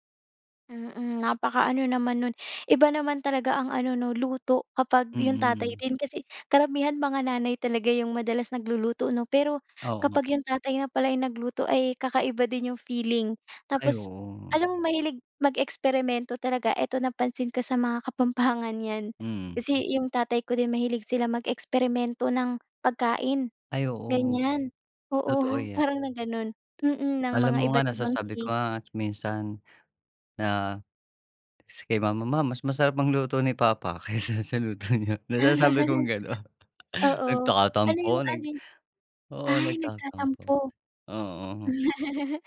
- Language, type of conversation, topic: Filipino, podcast, Ano ang paborito mong almusal at bakit?
- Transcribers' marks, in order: laughing while speaking: "kaysa sa luto niyo. Nasasabi kong gano'n"; chuckle